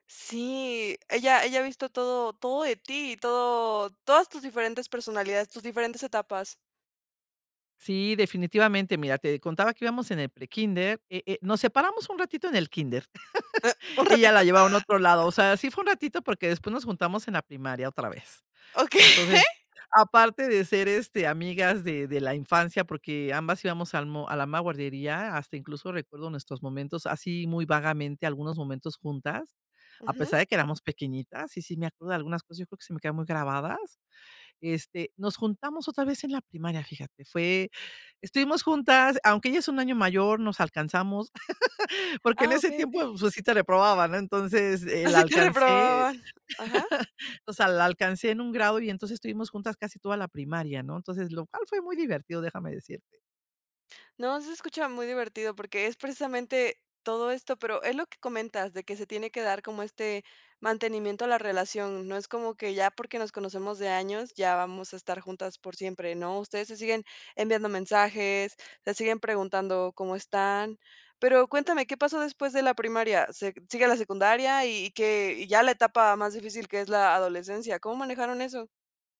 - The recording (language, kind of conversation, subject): Spanish, podcast, ¿Qué consejos tienes para mantener amistades a largo plazo?
- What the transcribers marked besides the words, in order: laugh; laughing while speaking: "Okey"; laugh; chuckle; laughing while speaking: "Asi te reprobaban"; chuckle